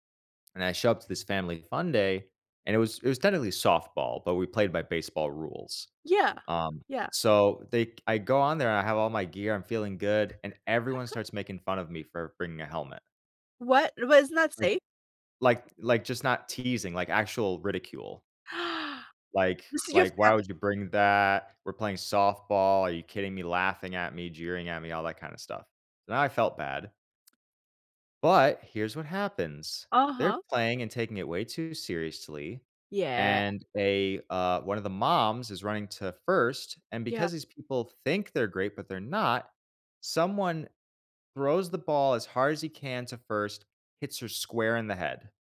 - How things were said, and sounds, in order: chuckle; gasp; tapping; other background noise
- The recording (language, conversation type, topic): English, unstructured, How can I use school sports to build stronger friendships?